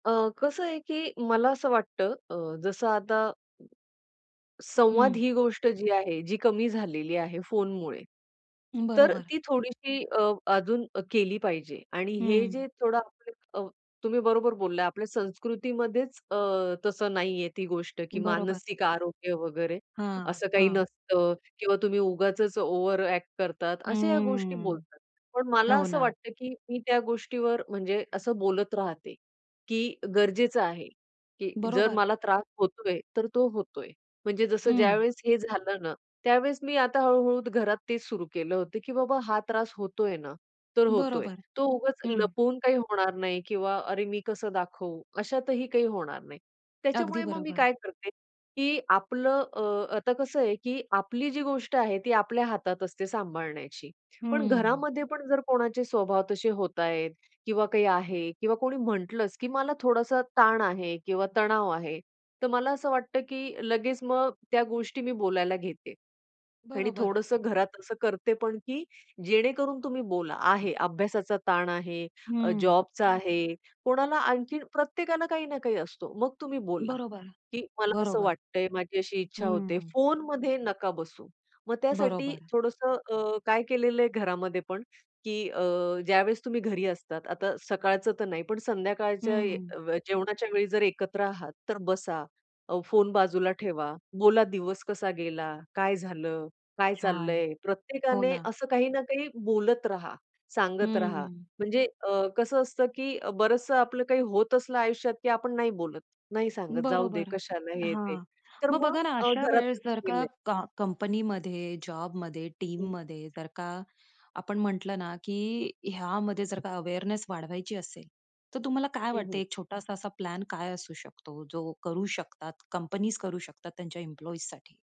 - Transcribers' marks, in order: other noise; unintelligible speech; in English: "ओव्हर अ‍ॅक्ट"; other background noise; in English: "टीममध्ये"; in English: "अवेअरनेस"; tapping
- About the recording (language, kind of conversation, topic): Marathi, podcast, कार्यालयात तुम्ही स्वतःच्या मानसिक आरोग्याची काळजी कशी घेता?